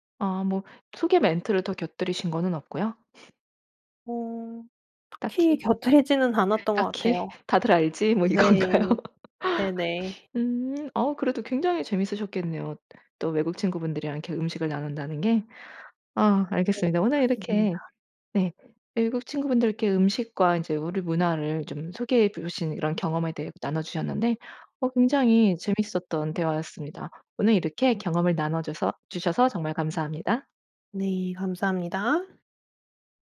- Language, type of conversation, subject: Korean, podcast, 음식으로 자신의 문화를 소개해 본 적이 있나요?
- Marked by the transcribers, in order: laughing while speaking: "곁들이지는 않았던"; laughing while speaking: "딱히. 다들 알지? 뭐 이건가요?"; laugh